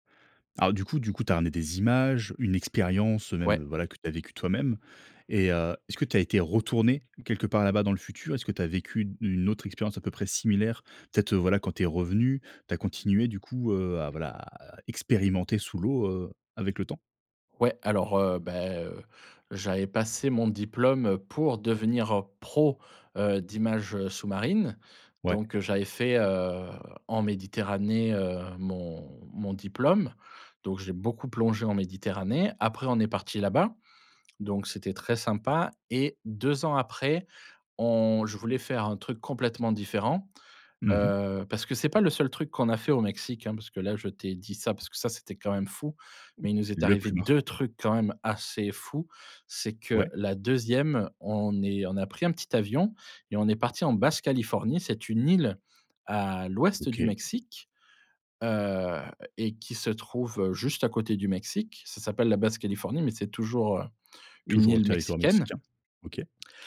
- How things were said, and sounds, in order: other noise
- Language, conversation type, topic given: French, podcast, Quel voyage t’a réservé une surprise dont tu te souviens encore ?